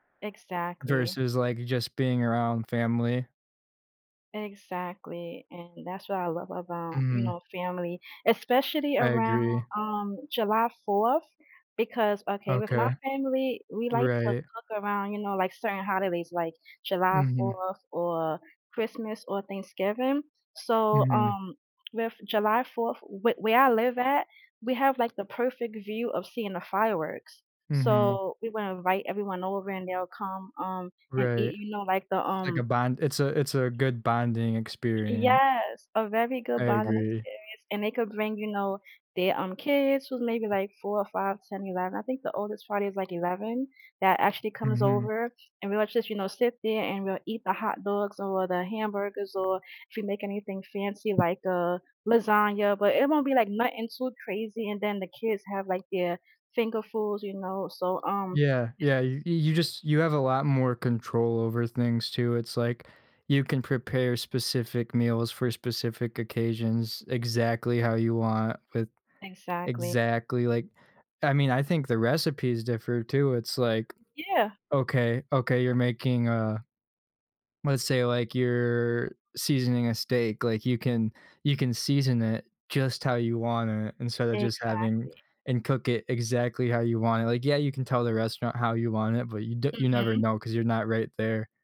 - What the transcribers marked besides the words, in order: tapping; other background noise
- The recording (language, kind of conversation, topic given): English, unstructured, How do your experiences with cooking at home and dining out shape your happiness and well-being?
- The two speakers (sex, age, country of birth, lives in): female, 40-44, United States, United States; male, 20-24, United States, United States